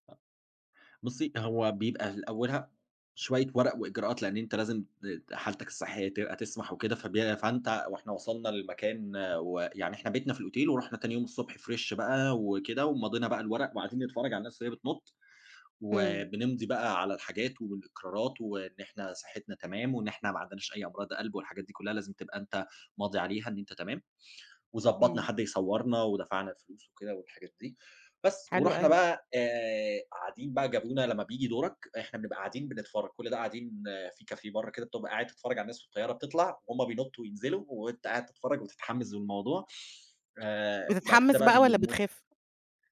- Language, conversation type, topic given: Arabic, podcast, إيه هي المغامرة اللي خلت قلبك يدق أسرع؟
- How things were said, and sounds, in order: other background noise; in English: "الأوتيل"; in English: "فريش"; in English: "كافيه"